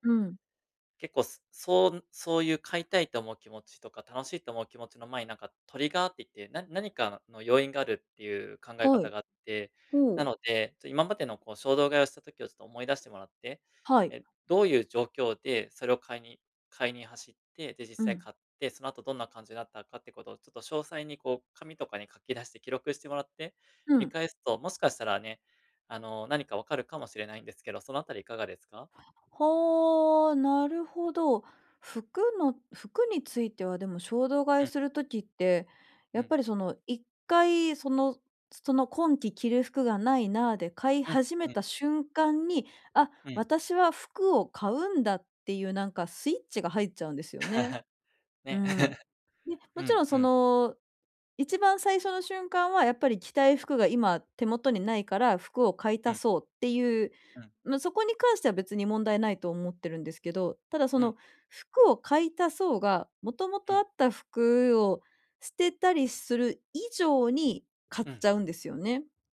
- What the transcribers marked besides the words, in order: laugh
- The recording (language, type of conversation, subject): Japanese, advice, 衝動買いを抑えるにはどうすればいいですか？